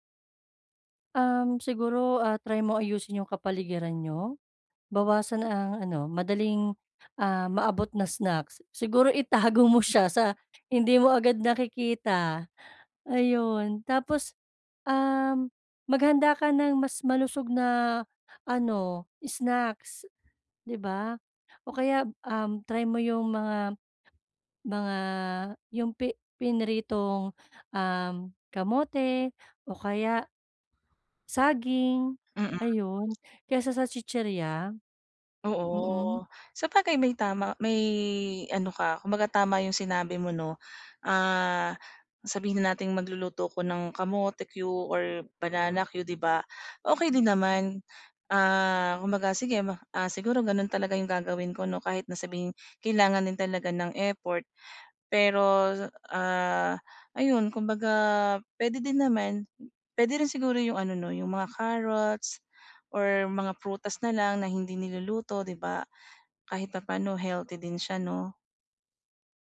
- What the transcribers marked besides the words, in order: tapping; other background noise
- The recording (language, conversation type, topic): Filipino, advice, Paano ko mababawasan ang pagmemeryenda kapag nababagot ako sa bahay?